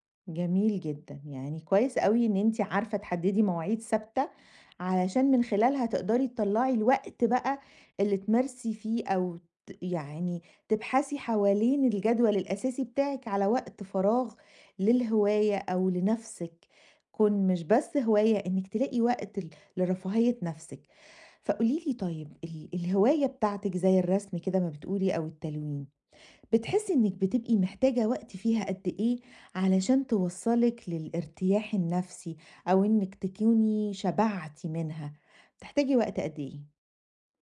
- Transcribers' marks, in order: none
- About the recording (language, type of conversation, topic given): Arabic, advice, إزاي ألاقي وقت للهوايات والترفيه وسط الشغل والدراسة والالتزامات التانية؟